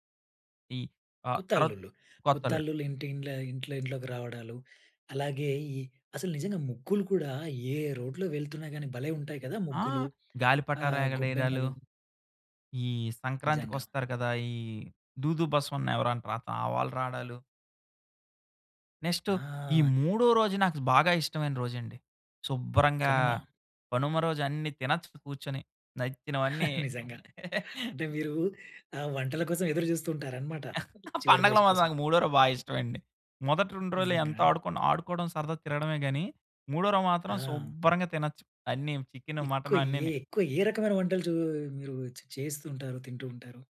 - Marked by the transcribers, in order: in English: "రోడ్‌లో"; "పటాలు" said as "పటారా"; in English: "నెక్స్ట్"; chuckle; laugh; laughing while speaking: "పండగలో మాత్రం మూడో రోజు బాగా ఇష్టం అండి"
- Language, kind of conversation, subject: Telugu, podcast, పండుగల సమయంలో ఇంటి ఏర్పాట్లు మీరు ఎలా ప్రణాళిక చేసుకుంటారు?